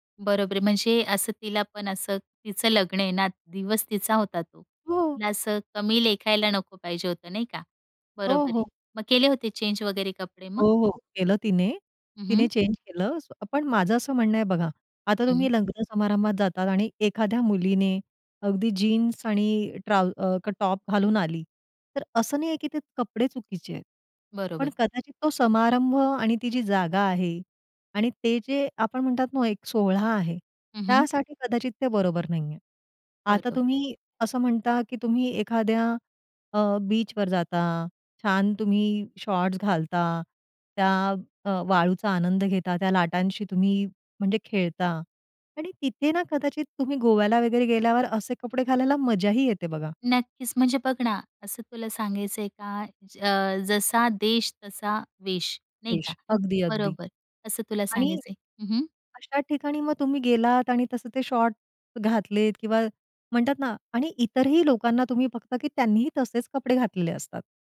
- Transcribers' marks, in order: tapping
- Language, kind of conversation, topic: Marathi, podcast, कपडे निवडताना तुझा मूड किती महत्त्वाचा असतो?